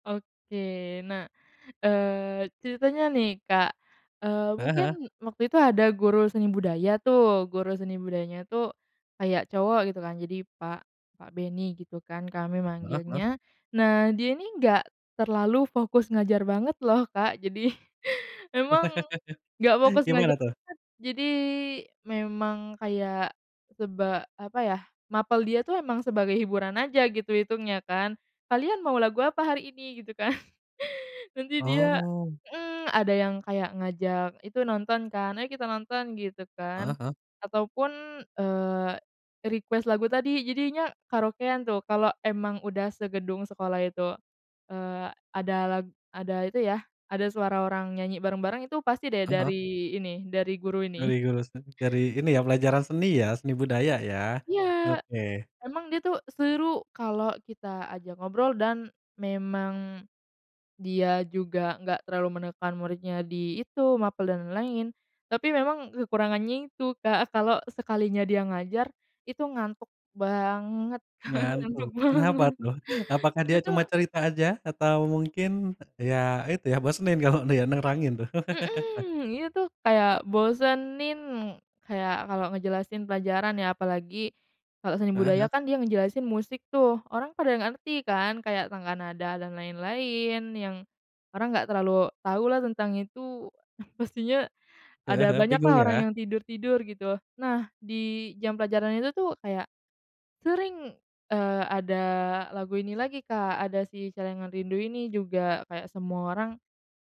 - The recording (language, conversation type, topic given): Indonesian, podcast, Pernahkah ada satu lagu yang terasa sangat nyambung dengan momen penting dalam hidupmu?
- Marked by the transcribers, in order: other background noise; laughing while speaking: "jadi"; laugh; laughing while speaking: "kan"; in English: "request"; stressed: "banget"; laughing while speaking: "ngantuk banget"; laugh